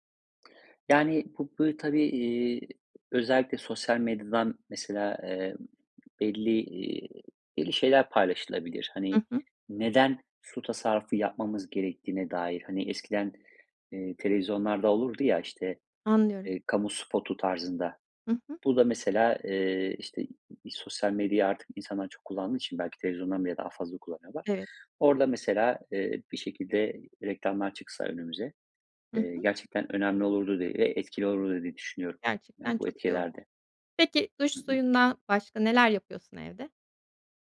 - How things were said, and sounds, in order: tapping
- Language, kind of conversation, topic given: Turkish, podcast, Su tasarrufu için pratik önerilerin var mı?